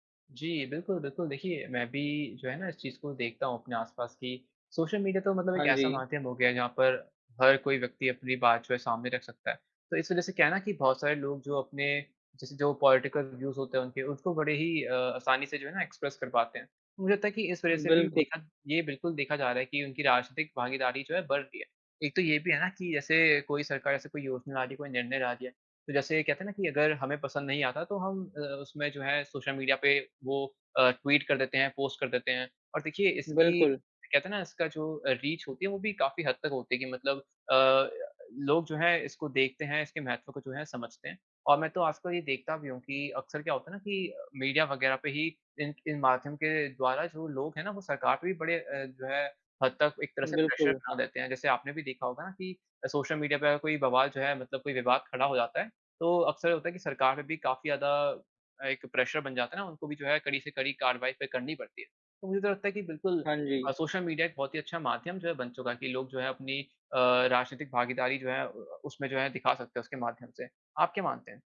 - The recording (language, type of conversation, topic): Hindi, unstructured, राजनीति में जनता की भूमिका क्या होनी चाहिए?
- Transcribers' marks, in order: in English: "पॉलिटिकल व्यूज़"; in English: "एक्सप्रेस"; in English: "पोस्ट"; in English: "रीच"; in English: "मीडिया"; in English: "प्रेशर"; in English: "प्रेशर"